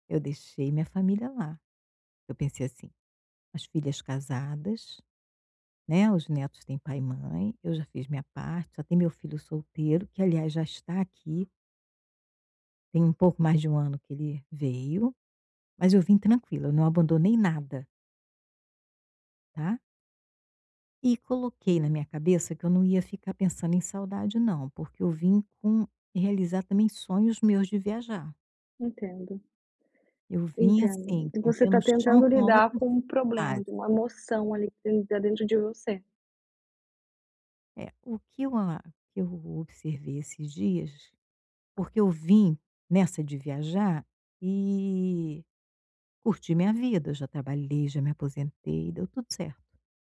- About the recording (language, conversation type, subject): Portuguese, advice, Como comer por emoção quando está estressado afeta você?
- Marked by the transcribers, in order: other background noise; tapping